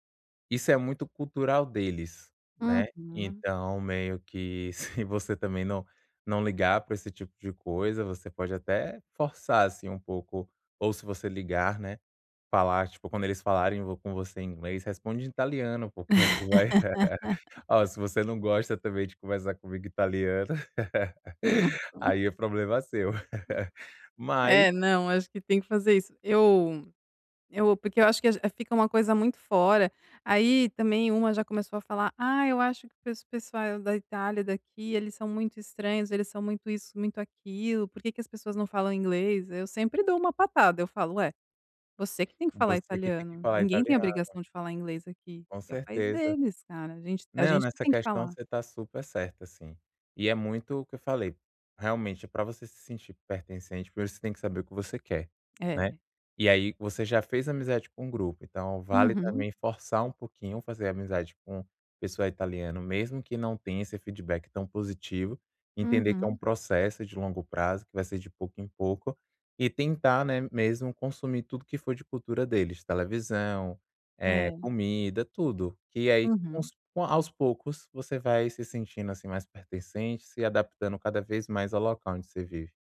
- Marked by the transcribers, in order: laugh; laugh; laugh; other noise
- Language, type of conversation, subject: Portuguese, advice, Como posso restabelecer uma rotina e sentir-me pertencente aqui?